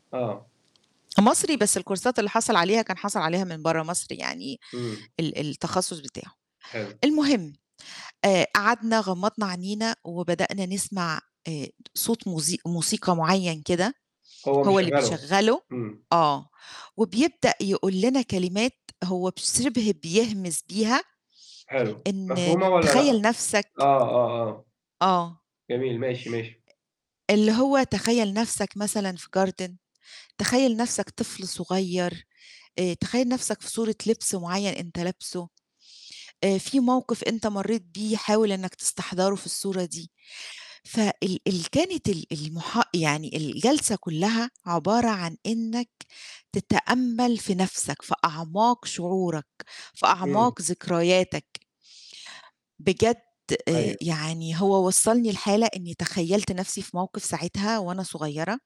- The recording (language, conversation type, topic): Arabic, podcast, احكيلي عن أول مرة جرّبت فيها التأمّل، كانت تجربتك عاملة إزاي؟
- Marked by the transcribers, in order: in English: "الكورسات"; in English: "garden"